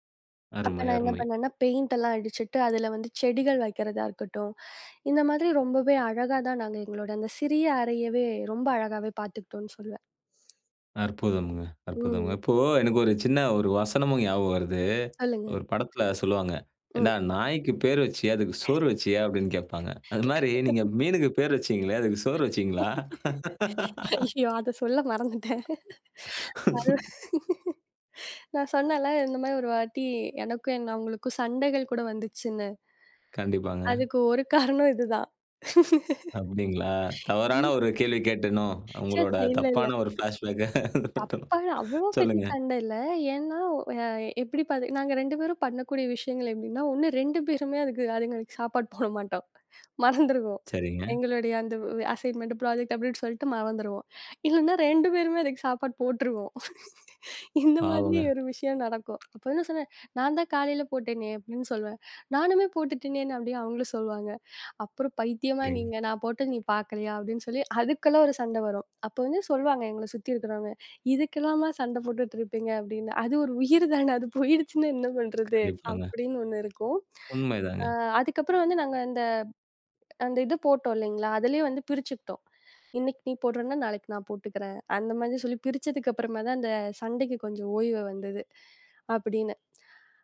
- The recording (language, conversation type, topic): Tamil, podcast, சிறிய அறையை பயனுள்ளதாக எப்படிச் மாற்றுவீர்கள்?
- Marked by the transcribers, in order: in English: "பெய்ண்ட்டெல்லாம்"; other noise; put-on voice: "ஏன்டா, நாய்க்கு பேரு வச்சியே, அதுக்கு சோறு வச்சியா?"; laugh; laughing while speaking: "ஐயோ! அதைச் சொல்ல மறந்துட்டேன். நா நான் சொன்னேன்ல, இந்த மாதிரி"; laughing while speaking: "அதுக்கு சோறு வச்சீங்களா?"; laugh; laughing while speaking: "அதுக்கு ஒரு காரணம் இது தான். ச, ச. இல்ல, இல்ல"; laughing while speaking: "அதுக்கு அதுங்களுக்கு சாப்பாடு போடமாட்டோம். மறந்துடுவோம்"; laughing while speaking: "ப்ளாஷ்பேக்க சொல்லுங்க"; in English: "ப்ளாஷ்பேக்க"; in English: "அசைன்மெண்ட், ப்ராஜெக்ட்"; laughing while speaking: "இந்த மாதிரி ஒரு விஷயம் நடக்கும்"; laughing while speaking: "அது ஒரு உயிர் தானா? அது போயிடுச்சுன்னா என்ன பண்றது?"